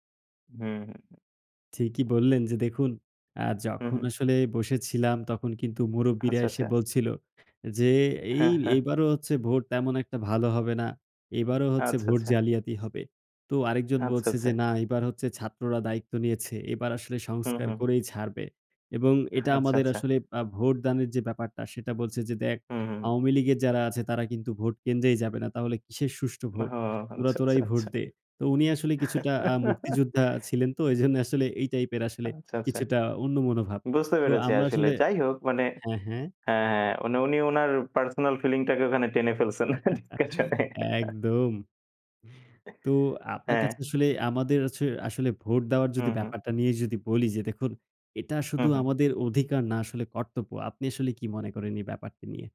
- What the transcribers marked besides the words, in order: tapping; laughing while speaking: "হ্যাঁ, হ্যাঁ"; chuckle; chuckle; laughing while speaking: "ডিসকাশন এ"
- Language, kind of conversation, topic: Bengali, unstructured, আপনার মতে ভোটদান কতটা গুরুত্বপূর্ণ?